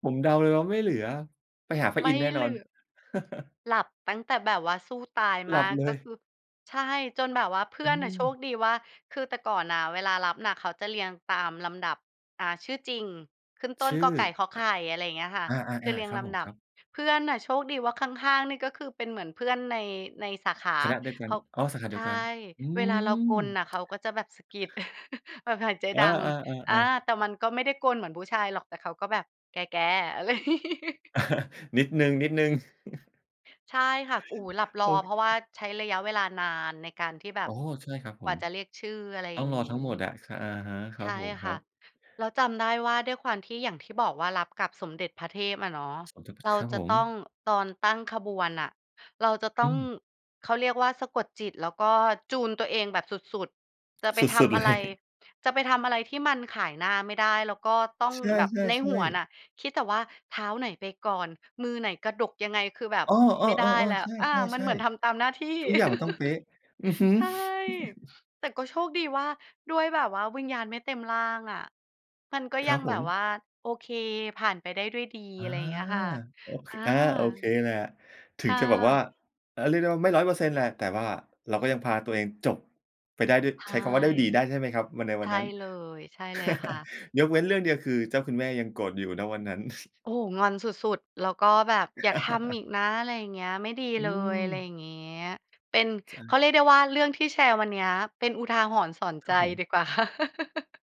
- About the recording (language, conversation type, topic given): Thai, podcast, เล่าเรื่องวันรับปริญญาให้ฟังหน่อยสิ?
- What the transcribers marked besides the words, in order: laugh; tapping; chuckle; laughing while speaking: "อะไร"; chuckle; laugh; chuckle; other background noise; unintelligible speech; laughing while speaking: "เลย"; chuckle; laugh; stressed: "จบ"; laugh; chuckle; laugh; laughing while speaking: "ค่ะ"; laugh